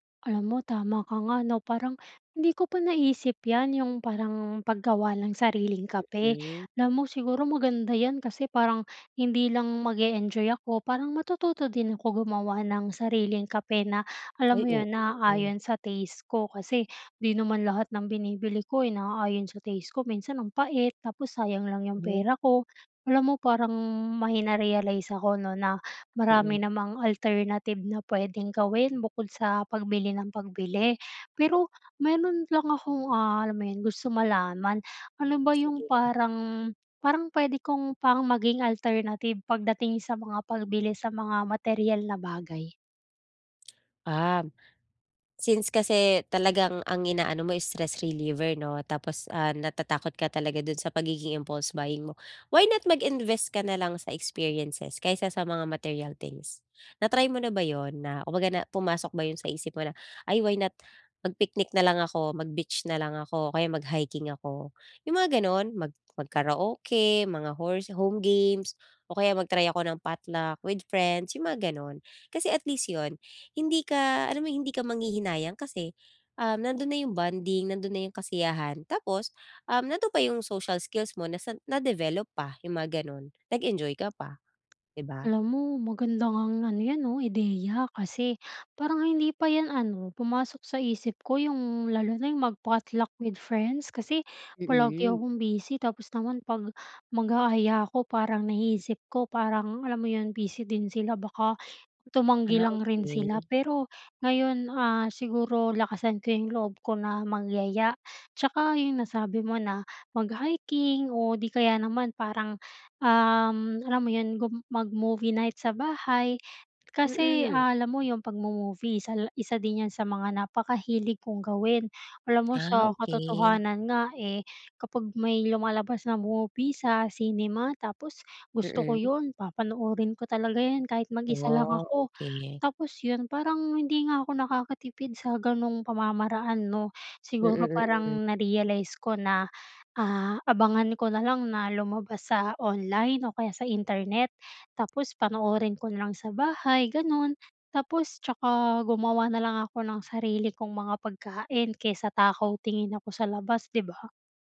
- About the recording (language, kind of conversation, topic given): Filipino, advice, Paano ako makakatipid nang hindi nawawala ang kasiyahan?
- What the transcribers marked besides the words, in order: tapping; other background noise